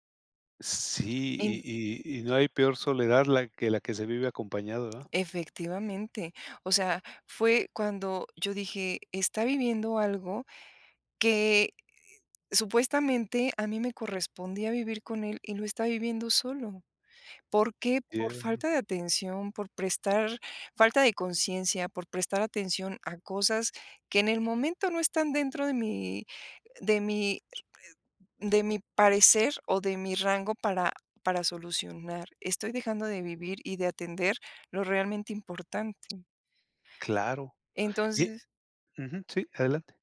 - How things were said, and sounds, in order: other background noise; unintelligible speech
- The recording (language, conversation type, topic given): Spanish, podcast, ¿Qué pequeño placer cotidiano te alegra el día?